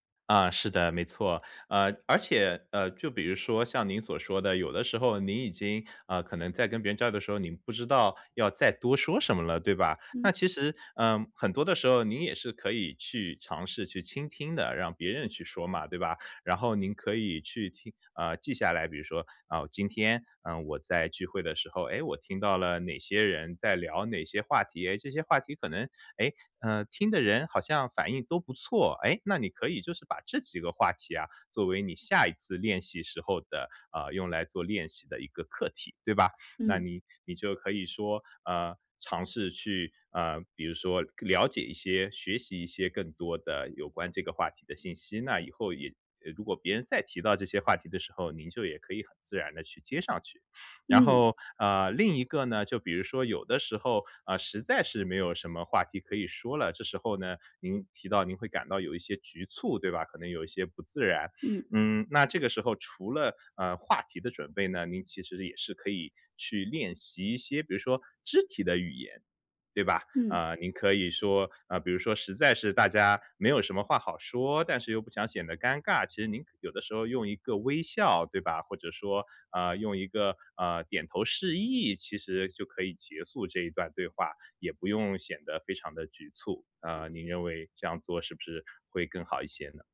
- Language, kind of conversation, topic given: Chinese, advice, 我怎样才能在社交中不那么尴尬并增加互动？
- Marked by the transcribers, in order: other background noise